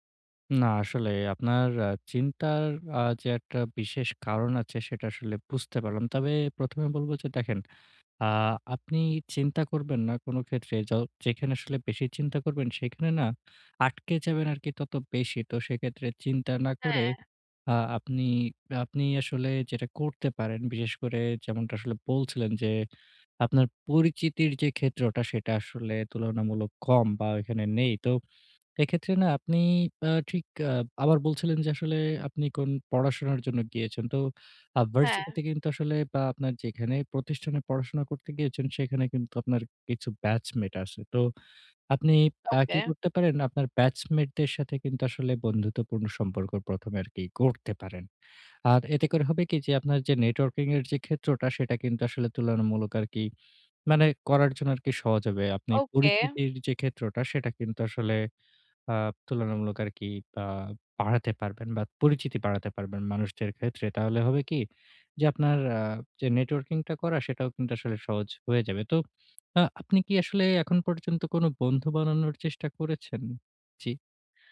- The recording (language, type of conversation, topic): Bengali, advice, নতুন জায়গায় কীভাবে স্থানীয় সহায়তা-সমর্থনের নেটওয়ার্ক গড়ে তুলতে পারি?
- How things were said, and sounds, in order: tapping; "ওকে" said as "ওউকে"